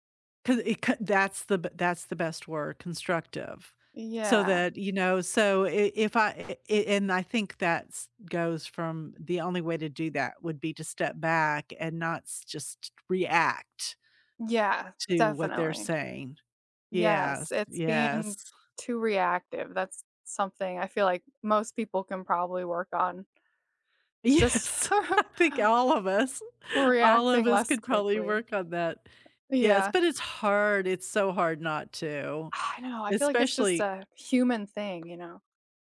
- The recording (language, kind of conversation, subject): English, unstructured, How do you decide when it’s worth standing your ground?
- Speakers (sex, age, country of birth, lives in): female, 35-39, United States, United States; female, 65-69, United States, United States
- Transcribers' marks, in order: other background noise; laughing while speaking: "Yes, I think all of us"; chuckle; exhale; tapping